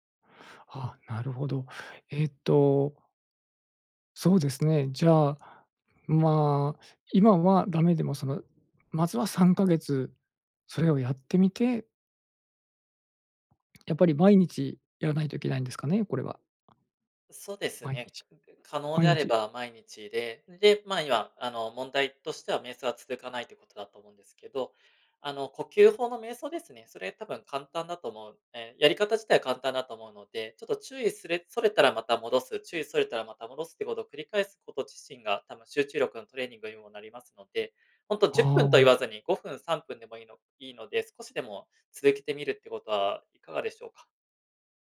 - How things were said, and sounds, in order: none
- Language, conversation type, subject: Japanese, advice, ストレス対処のための瞑想が続けられないのはなぜですか？